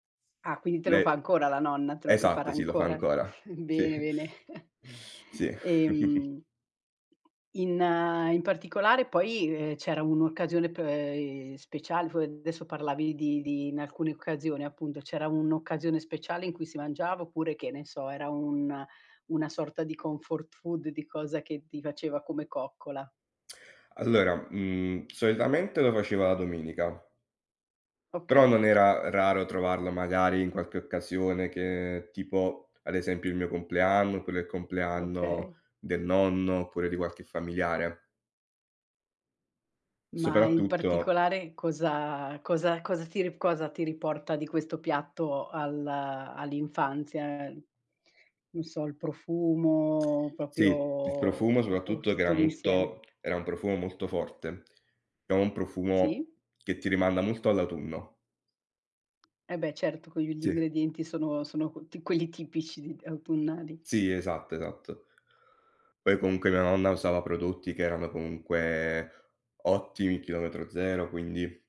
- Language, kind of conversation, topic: Italian, podcast, Qual è un cibo che ti riporta subito alla tua infanzia e perché?
- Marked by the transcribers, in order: chuckle; tapping; chuckle; teeth sucking; chuckle; in English: "comfort food"; "proprio" said as "propio"; drawn out: "o"; other background noise